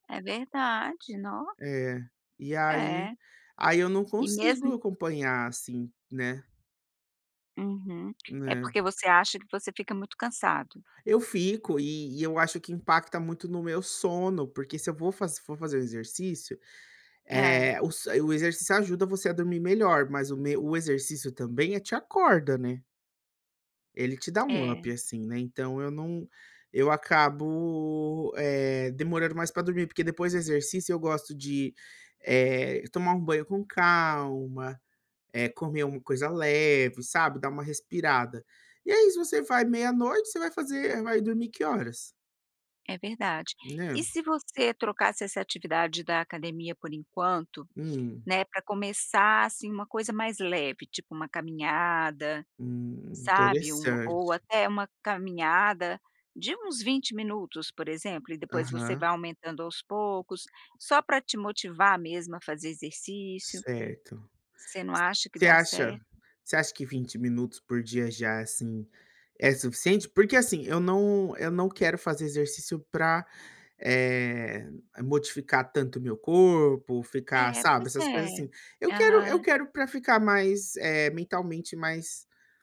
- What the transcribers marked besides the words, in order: other background noise; tapping; in English: "up"
- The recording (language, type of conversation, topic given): Portuguese, advice, Como posso lidar com a falta de motivação para manter hábitos de exercício e alimentação?